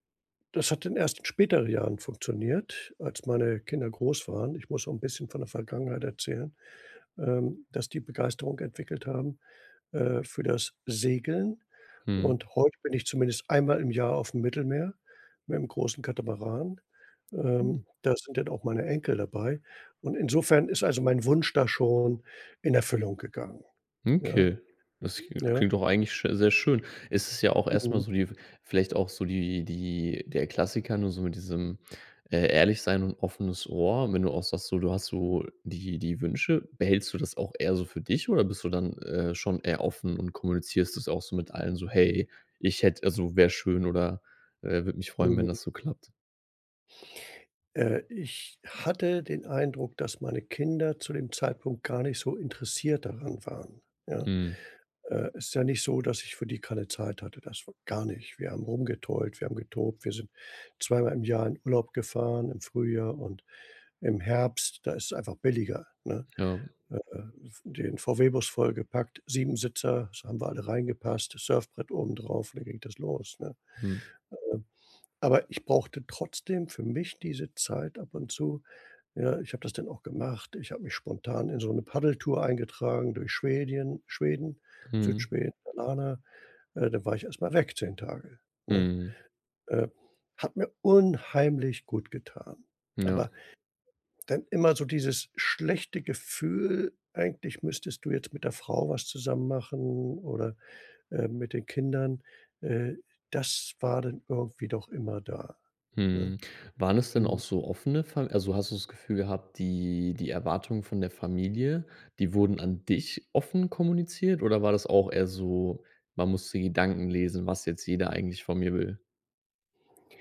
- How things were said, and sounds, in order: unintelligible speech; stressed: "unheimlich"
- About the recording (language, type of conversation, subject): German, advice, Wie kann ich mich von Familienerwartungen abgrenzen, ohne meine eigenen Wünsche zu verbergen?